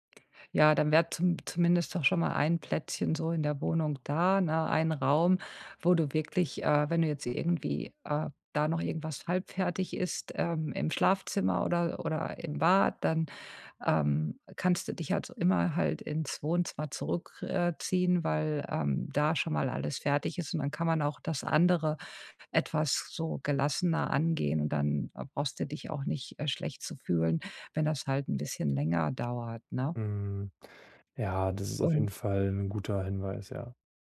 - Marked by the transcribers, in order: none
- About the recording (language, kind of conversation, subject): German, advice, Wie kann ich Ruhe finden, ohne mich schuldig zu fühlen, wenn ich weniger leiste?